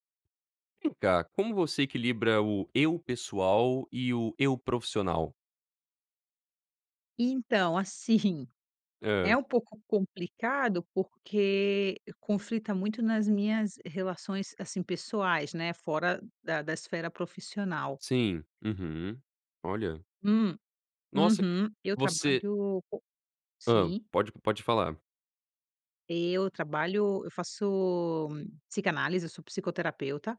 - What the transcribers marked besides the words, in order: none
- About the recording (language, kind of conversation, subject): Portuguese, podcast, Como você equilibra o lado pessoal e o lado profissional?